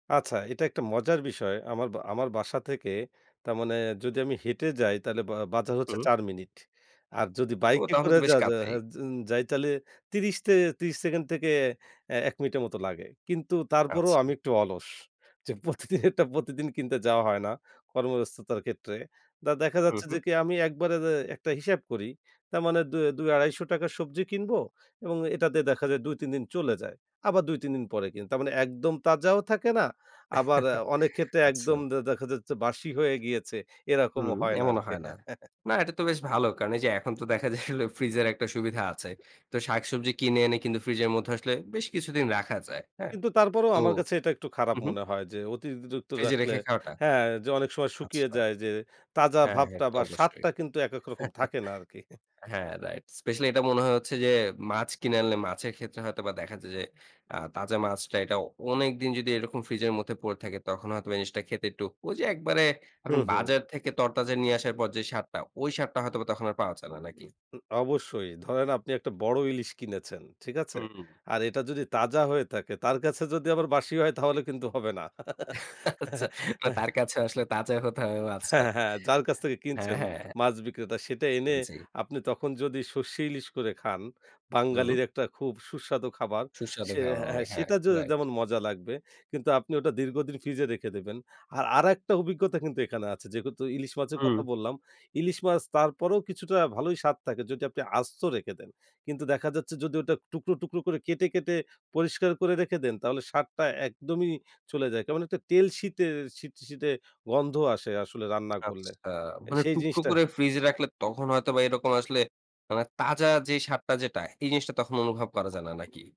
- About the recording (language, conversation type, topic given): Bengali, podcast, বাজারে যাওয়ার আগে খাবারের তালিকা ও কেনাকাটার পরিকল্পনা কীভাবে করেন?
- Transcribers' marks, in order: laughing while speaking: "প্রতিদিনেরটা"; chuckle; chuckle; laughing while speaking: "দেখা যায় হোল"; chuckle; laughing while speaking: "তাহলে কিন্তু হবে না। হ্যাঁ"; chuckle; laughing while speaking: "আচ্ছা। তার কাছে আসলে তাজা হতে হবে মাছটা। হ্যাঁ, হ্যাঁ, হ্যাঁ"; chuckle; laughing while speaking: "হ্যাঁ, হ্যাঁ, হ্যাঁ"; laughing while speaking: "হ্যাঁ"